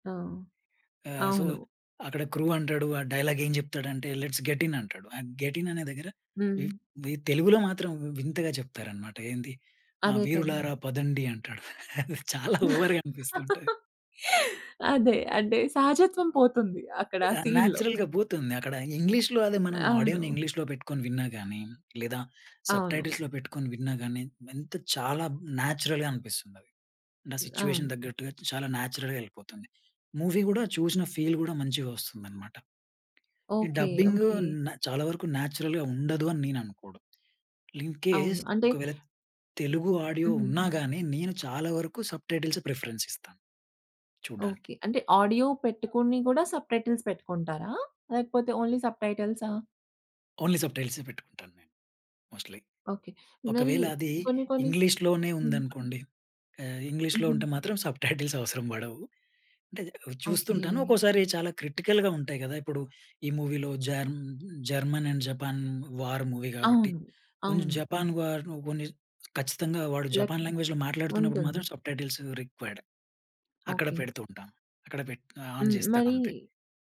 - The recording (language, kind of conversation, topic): Telugu, podcast, సబ్‌టైటిల్స్ మరియు డబ్బింగ్‌లలో ఏది ఎక్కువగా బాగా పనిచేస్తుంది?
- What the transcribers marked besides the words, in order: other background noise; in English: "సో"; in English: "క్రూ"; in English: "డైలాగ్"; in English: "లెట్స్ గెట్ ఇన్"; in English: "గెట్ ఇన్"; laughing while speaking: "అది చాలా ఓవర్‌గా అనిపిస్తుంటది"; in English: "ఓవర్‌గా"; chuckle; in English: "సీన్‌లో"; in English: "న్యాచురల్‌గా"; in English: "ఆడియోని"; in English: "సబ్‌టైటిల్స్‌లొ"; in English: "నేచురల్‌గా"; in English: "సిట్యుయేషన్"; in English: "నేచురల్‌గా"; in English: "మూవీ"; in English: "ఫీల్"; in English: "డబ్బింగ్"; in English: "నేచురల్‌గా"; in English: "ఇన్ కేస్"; in English: "ఆడియో"; in English: "ప్రిఫరెన్స్"; in English: "ఆడియో"; in English: "సబ్‌టైటిల్స్"; in English: "ఓన్లీ"; in English: "ఓన్లీ"; in English: "మోస్ట్‌లీ"; in English: "సబ్‌టైటిల్స్"; in English: "క్రిటికల్‌గా"; in English: "మూవీలో"; in English: "అండ్"; in English: "వార్ మూవీ"; in English: "వార్"; in English: "లాంగ్వేజ్‌లొ"; in English: "సబ్‌టైటిల్స్ రిక్వైర్డ్"; in English: "ఆన్"